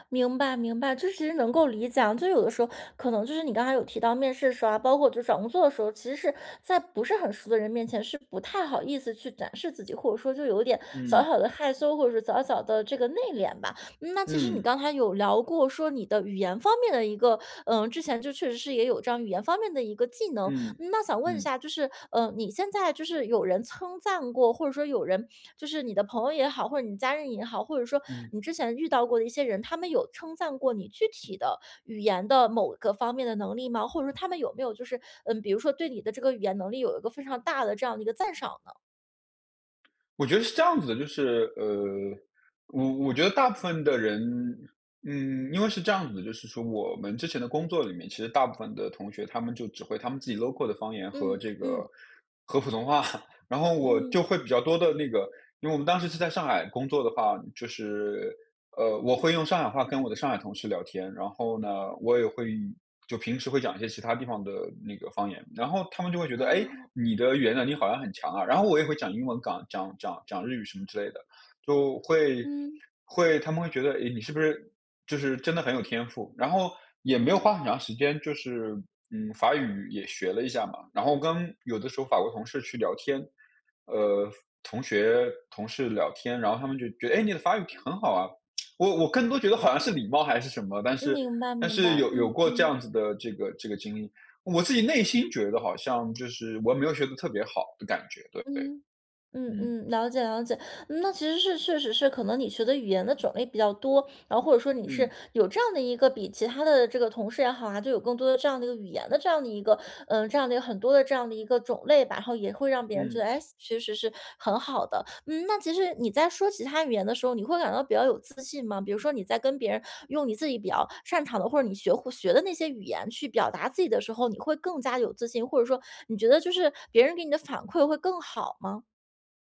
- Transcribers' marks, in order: other background noise; in English: "local"; laughing while speaking: "话"; laughing while speaking: "是"
- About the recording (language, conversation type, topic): Chinese, advice, 我如何发现并确认自己的优势和长处？